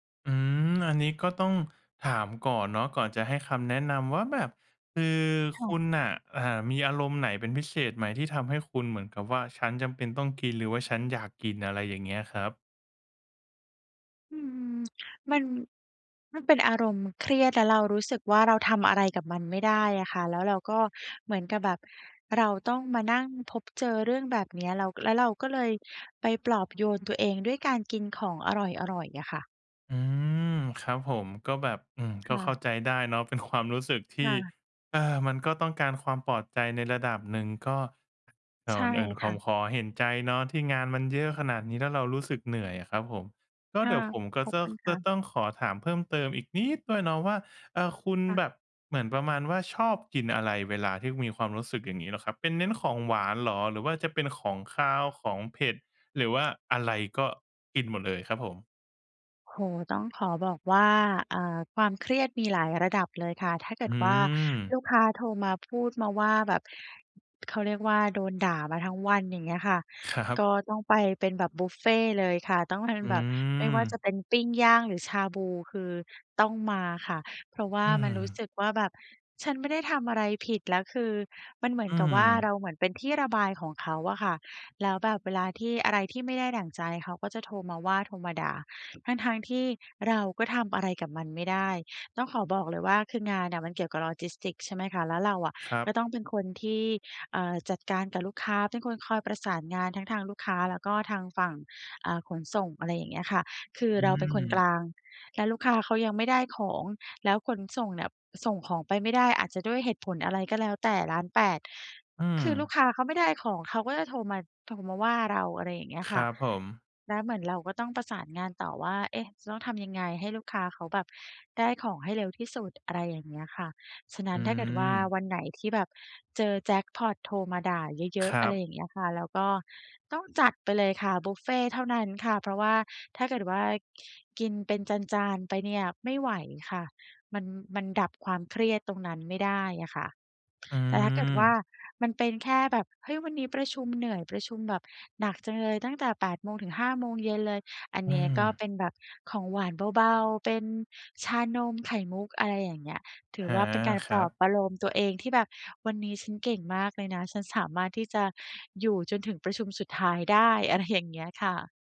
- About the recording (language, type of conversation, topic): Thai, advice, จะรับมือกับความหิวและความอยากกินที่เกิดจากความเครียดได้อย่างไร?
- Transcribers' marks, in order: laughing while speaking: "ครับ"; laughing while speaking: "อะไรอย่างเงี้ย"